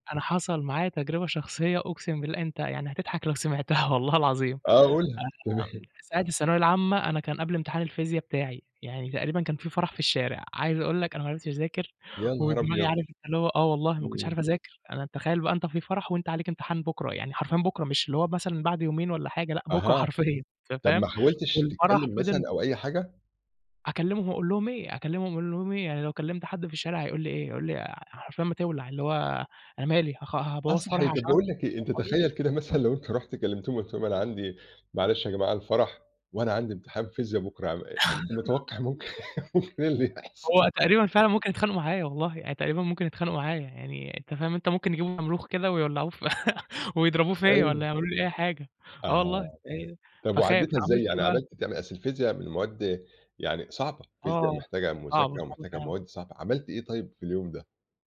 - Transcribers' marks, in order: laughing while speaking: "سمعتها"; laughing while speaking: "تمام"; tapping; laughing while speaking: "حرفيًا"; unintelligible speech; laughing while speaking: "مثلًا"; laugh; laughing while speaking: "ممكن ممكن إيه اللي يحصل؟"; chuckle
- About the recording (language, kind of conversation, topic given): Arabic, podcast, ازاي تضمن لنفسك مساحة خاصة في البيت؟